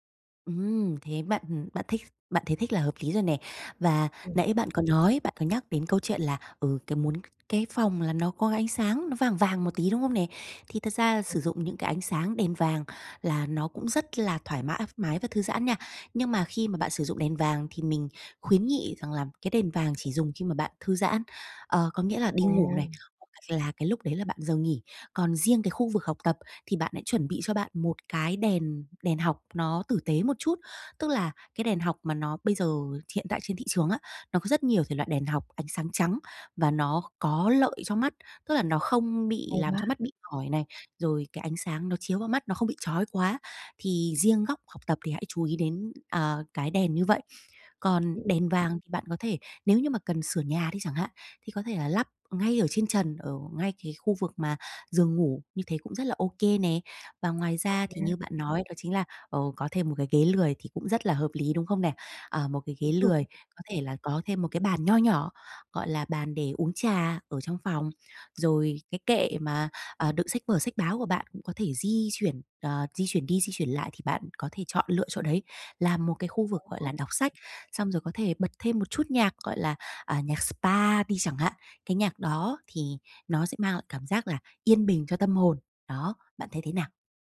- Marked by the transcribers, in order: tapping; other background noise; unintelligible speech; other noise; unintelligible speech; unintelligible speech; unintelligible speech
- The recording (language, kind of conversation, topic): Vietnamese, advice, Làm thế nào để biến nhà thành nơi thư giãn?